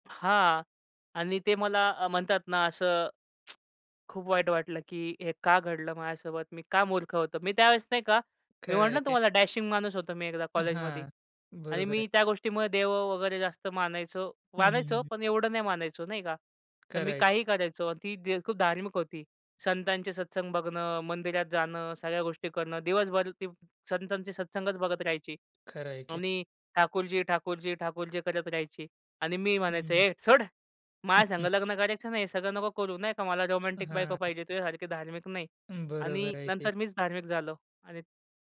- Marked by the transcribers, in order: other background noise; tsk; tapping; put-on voice: "ए सोड"; chuckle
- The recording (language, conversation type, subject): Marathi, podcast, क्षमेसाठी माफी मागताना कोणते शब्द खऱ्या अर्थाने बदल घडवतात?